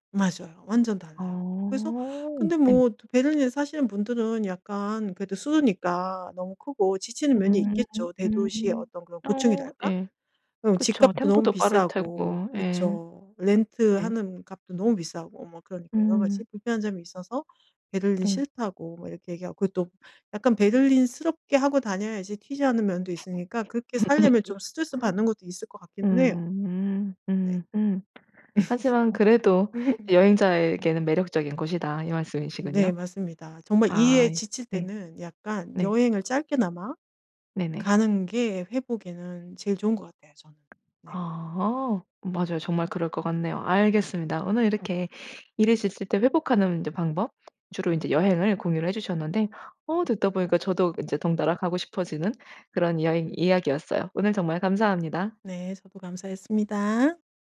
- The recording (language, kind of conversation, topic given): Korean, podcast, 일에 지칠 때 주로 무엇으로 회복하나요?
- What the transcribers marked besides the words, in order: laugh; laugh; other background noise